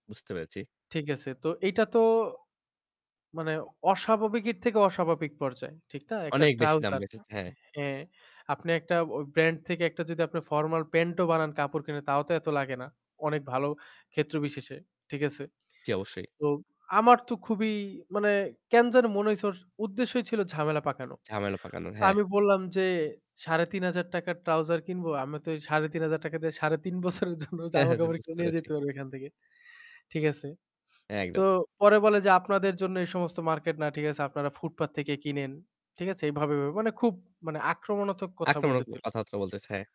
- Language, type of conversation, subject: Bengali, podcast, স্থানীয় বাজারে দর-কষাকষি করার আপনার কোনো মজার অভিজ্ঞতার কথা বলবেন?
- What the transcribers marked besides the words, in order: other noise; static; laughing while speaking: "সাড়ে তিন বছরের জন্য জামাকাপড় কিনে নিয়ে যেতে পারবো"; "আক্রমণাত্মক" said as "আক্রমনক"